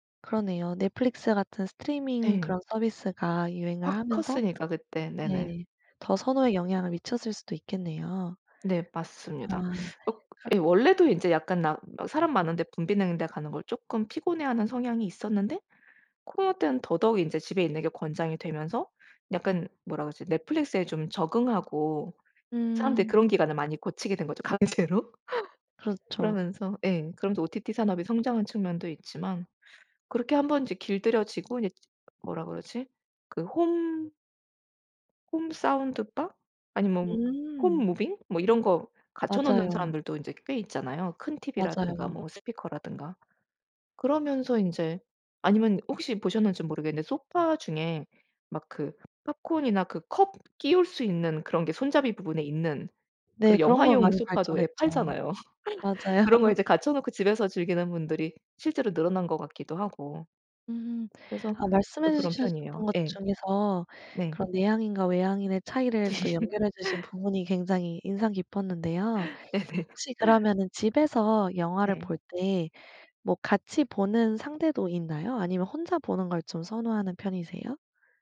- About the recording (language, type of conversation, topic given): Korean, podcast, 영화는 영화관에서 보는 것과 집에서 보는 것 중 어느 쪽을 더 선호하시나요?
- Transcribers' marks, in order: tapping; laughing while speaking: "강제로"; other background noise; in English: "홈 사운드바"; in English: "홈 무빙"; laugh; laughing while speaking: "맞아요"; laugh; laughing while speaking: "네네"; laugh